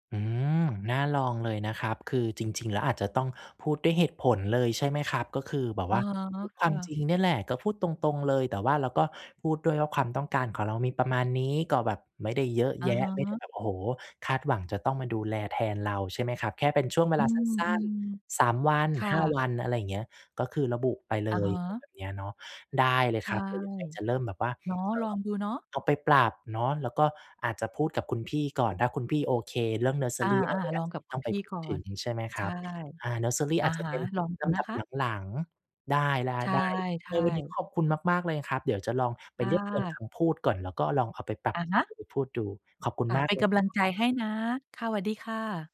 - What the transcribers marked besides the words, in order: none
- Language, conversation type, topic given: Thai, advice, คุณกำลังดูแลผู้สูงอายุหรือคนป่วยจนไม่มีเวลาส่วนตัวใช่ไหม?